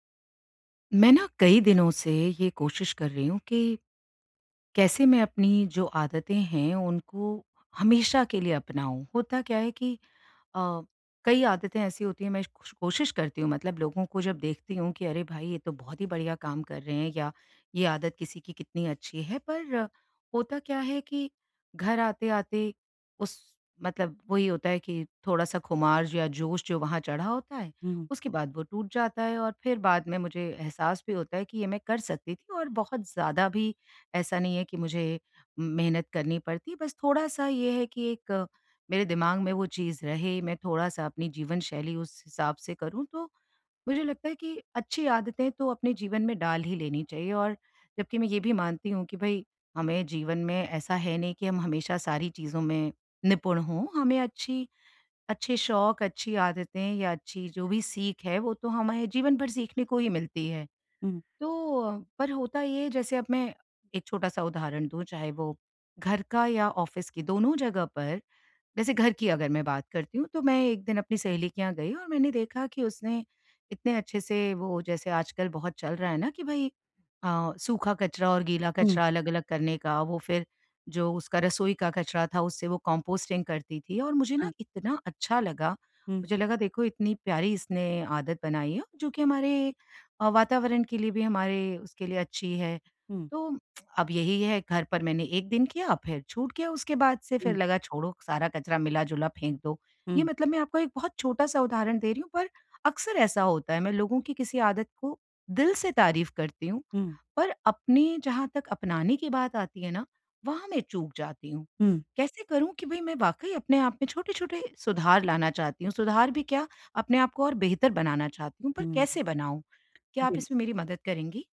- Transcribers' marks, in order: in English: "ऑफ़िस"; in English: "कंपोस्टिंग"; lip smack; tapping
- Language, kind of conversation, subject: Hindi, advice, निरंतर बने रहने के लिए मुझे कौन-से छोटे कदम उठाने चाहिए?